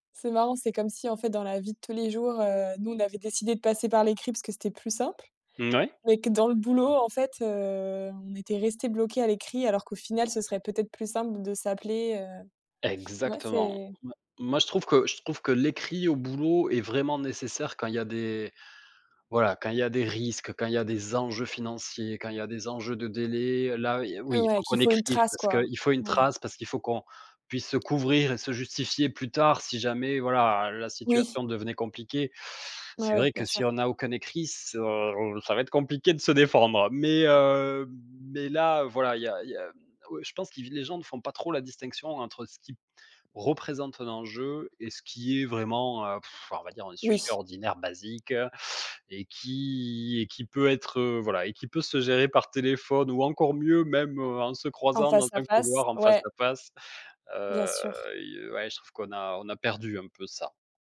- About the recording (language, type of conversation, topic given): French, podcast, Préférez-vous parler en face à face ou par écrit, et pourquoi ?
- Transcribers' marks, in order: tapping; unintelligible speech; drawn out: "heu"